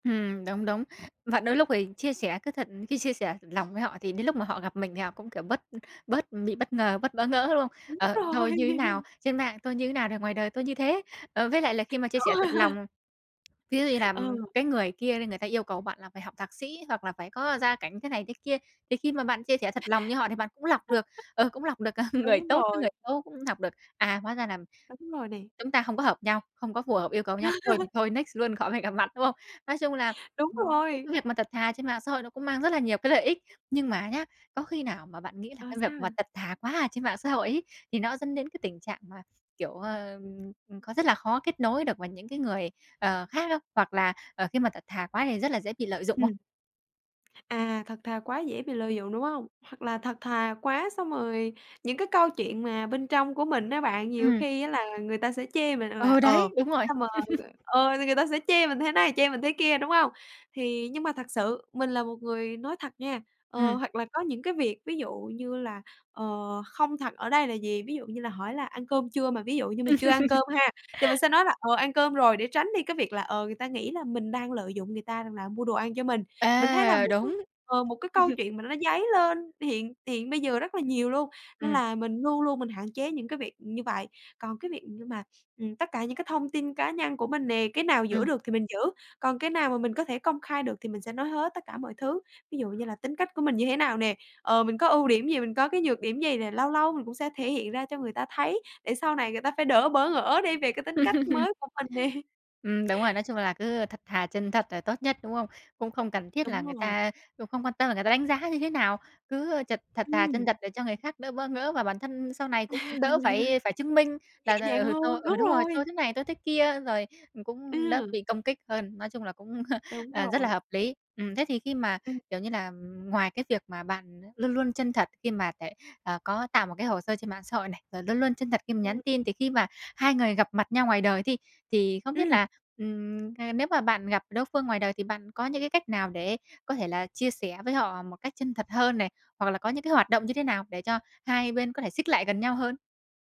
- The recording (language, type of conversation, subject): Vietnamese, podcast, Bạn làm thế nào để giữ cho các mối quan hệ luôn chân thành khi mạng xã hội ngày càng phổ biến?
- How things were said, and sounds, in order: tapping; laughing while speaking: "Đúng rồi"; laugh; other background noise; laugh; laugh; laugh; laughing while speaking: "người tốt với người xấu"; laugh; in English: "next"; laugh; laugh; laugh; sniff; laugh; laughing while speaking: "nè"; laugh; laugh; laughing while speaking: "cũng"